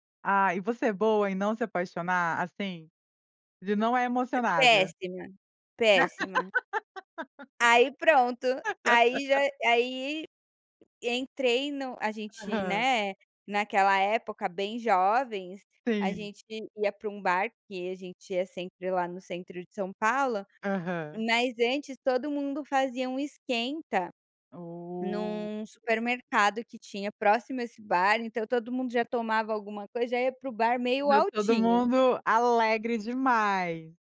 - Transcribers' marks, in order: laugh; other background noise
- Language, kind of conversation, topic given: Portuguese, podcast, O que faz um casal durar além da paixão inicial?